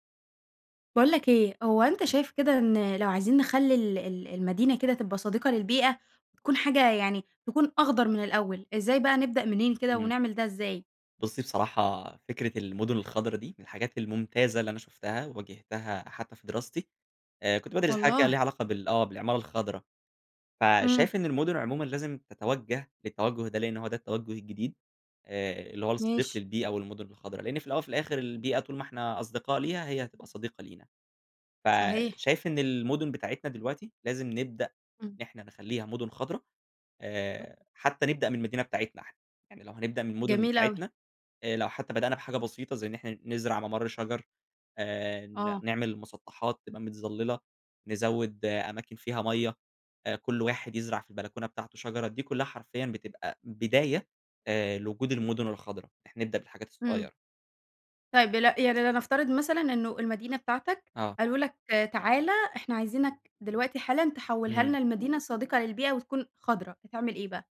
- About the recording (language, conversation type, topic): Arabic, podcast, إزاي نخلي المدن عندنا أكتر خضرة من وجهة نظرك؟
- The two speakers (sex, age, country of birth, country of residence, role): female, 20-24, Egypt, Egypt, host; male, 20-24, Egypt, Egypt, guest
- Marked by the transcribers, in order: unintelligible speech; unintelligible speech